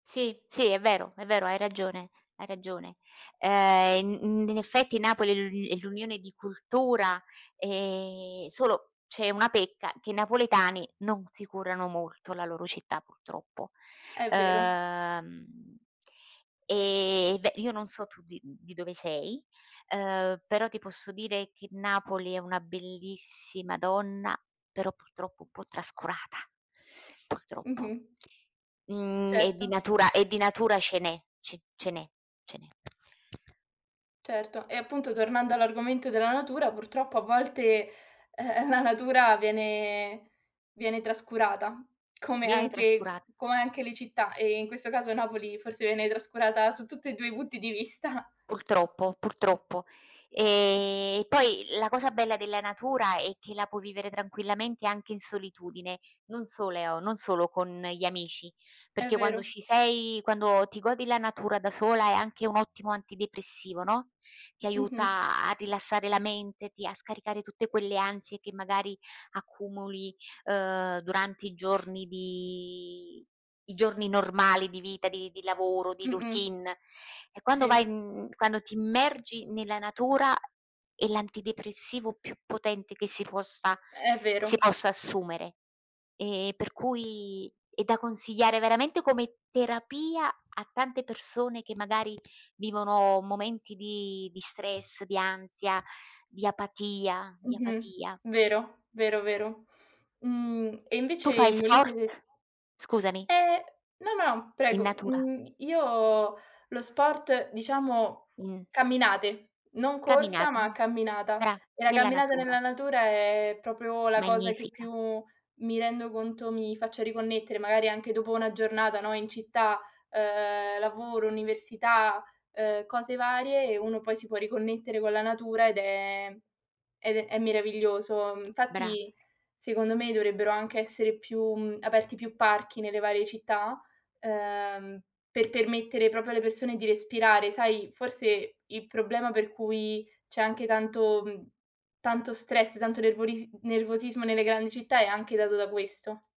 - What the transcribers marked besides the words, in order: drawn out: "Uhm"; tapping; other background noise; laughing while speaking: "vista"; "Purtroppo" said as "pultroppo"; "solo" said as "soleo"; drawn out: "di"; background speech; "proprio" said as "propio"
- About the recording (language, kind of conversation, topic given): Italian, unstructured, Come descriveresti una giornata perfetta nella natura?
- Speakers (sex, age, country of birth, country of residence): female, 20-24, Italy, Italy; female, 55-59, Italy, Italy